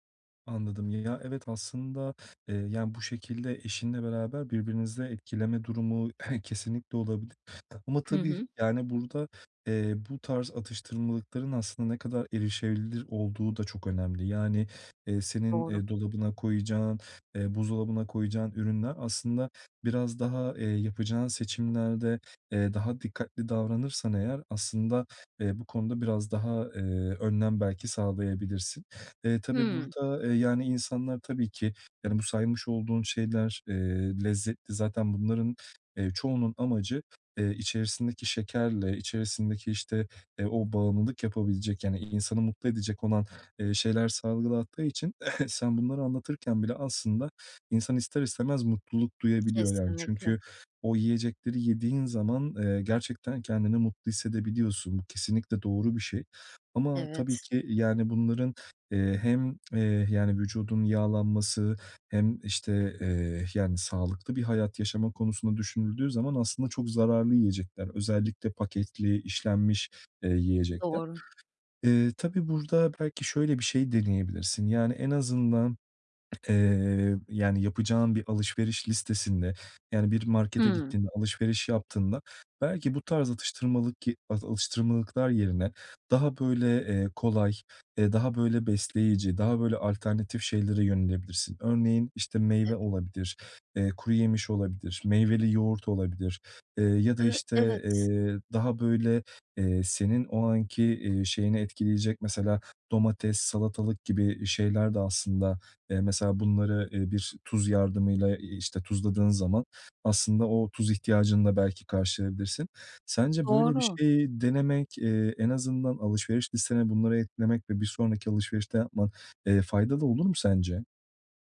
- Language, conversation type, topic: Turkish, advice, Sağlıklı atıştırmalık seçerken nelere dikkat etmeli ve porsiyon miktarını nasıl ayarlamalıyım?
- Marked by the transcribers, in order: cough; cough; other noise